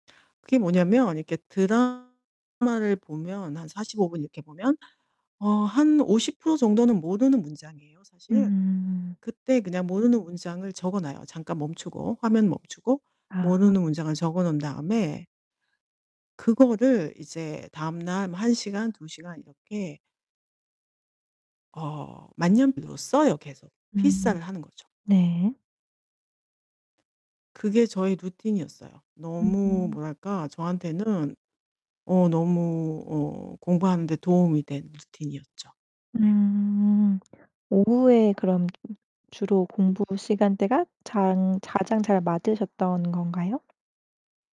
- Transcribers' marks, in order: distorted speech; static; other background noise; "가장" said as "자장"
- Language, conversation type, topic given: Korean, podcast, 혼자 공부할 때 동기부여를 어떻게 유지했나요?